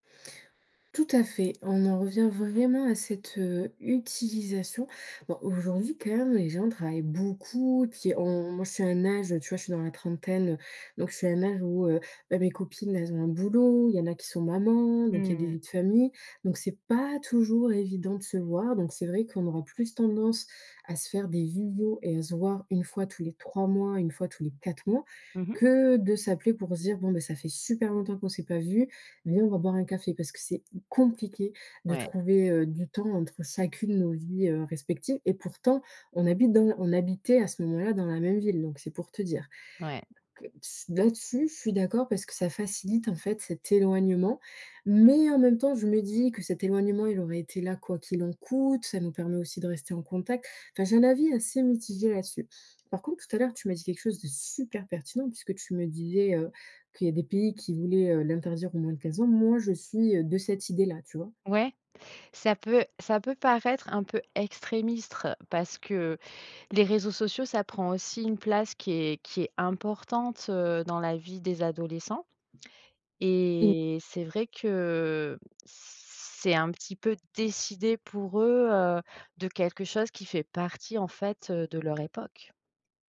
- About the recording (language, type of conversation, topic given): French, podcast, Les réseaux sociaux renforcent-ils ou fragilisent-ils nos liens ?
- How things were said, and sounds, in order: stressed: "beaucoup"; tapping; "visios" said as "vivo"; stressed: "super"; "extrémiste" said as "extrémistre"; other background noise; stressed: "décider"